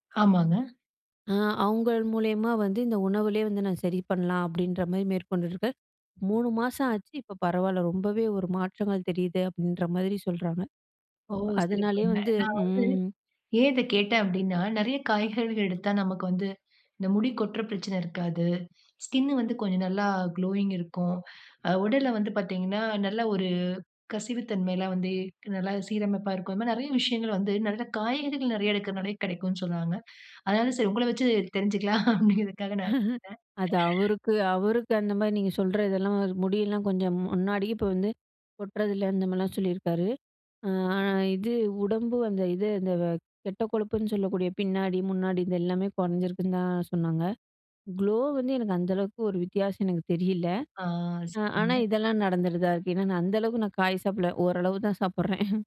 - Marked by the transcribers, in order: in English: "ஸ்கின்"; in English: "குளோயிங்"; laughing while speaking: "அப்டிங்கறதுக்காக நான் கேட்டேன்"; chuckle; in English: "க்ளோ"; chuckle
- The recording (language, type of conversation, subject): Tamil, podcast, வீடுகளில் உணவுப் பொருள் வீணாக்கத்தை குறைக்க எளிய வழிகள் என்ன?